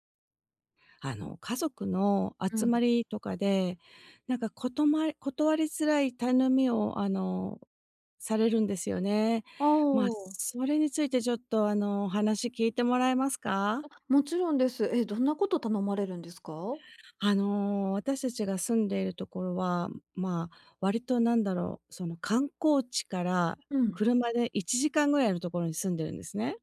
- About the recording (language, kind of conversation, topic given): Japanese, advice, 家族の集まりで断りづらい頼みを断るには、どうすればよいですか？
- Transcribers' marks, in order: none